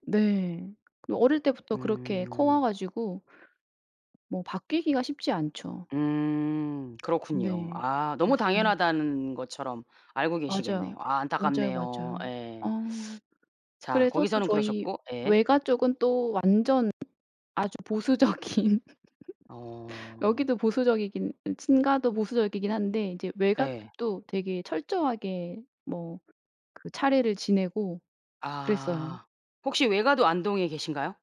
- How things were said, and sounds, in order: other background noise; tapping; laughing while speaking: "보수적인"; laugh
- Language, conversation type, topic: Korean, podcast, 어릴 적 집안의 명절 풍습은 어땠나요?